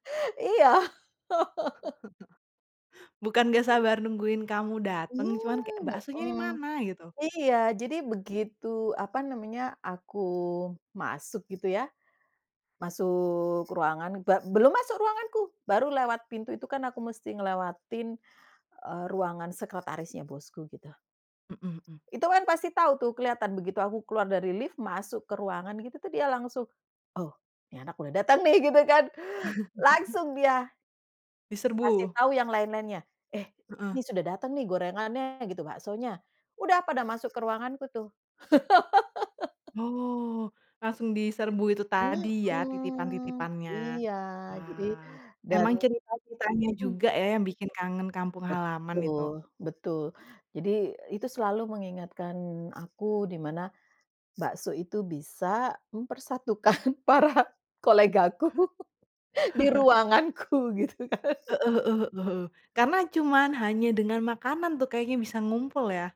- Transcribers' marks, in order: laugh; chuckle; other background noise; in English: "lift"; chuckle; laugh; laughing while speaking: "mempersatukan para kolegaku di ruanganku gitu kan"; chuckle
- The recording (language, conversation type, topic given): Indonesian, podcast, Makanan apa yang selalu membuatmu rindu kampung halaman?